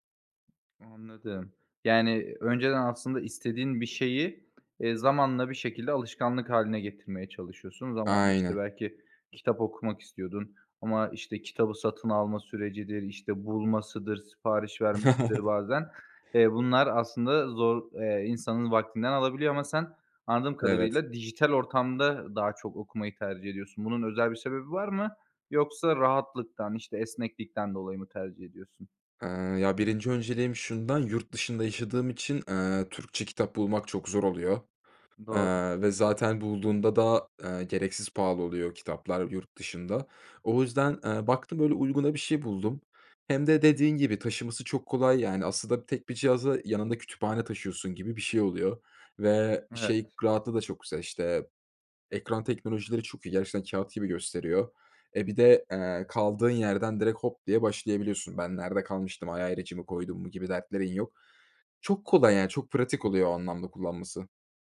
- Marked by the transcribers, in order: tapping; chuckle; other background noise
- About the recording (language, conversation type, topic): Turkish, podcast, Yeni bir alışkanlık kazanırken hangi adımları izlersin?